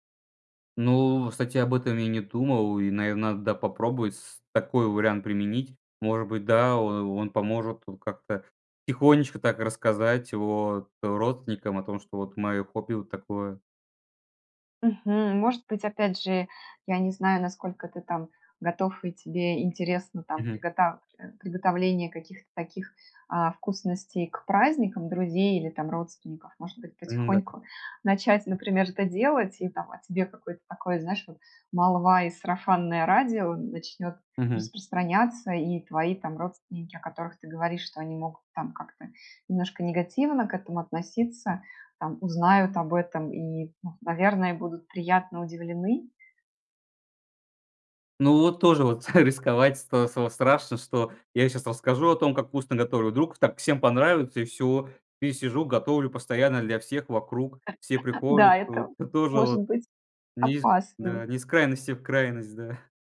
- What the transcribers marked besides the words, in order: other background noise; chuckle; laugh; laughing while speaking: "да"
- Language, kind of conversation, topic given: Russian, advice, Почему я скрываю своё хобби или увлечение от друзей и семьи?